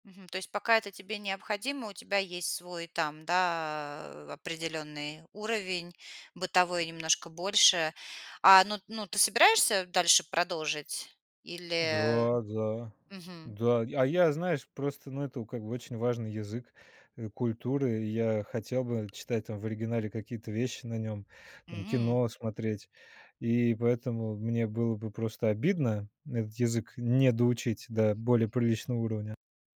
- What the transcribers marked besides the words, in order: other background noise; tapping
- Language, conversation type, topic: Russian, podcast, Как знание языка влияет на ваше самоощущение?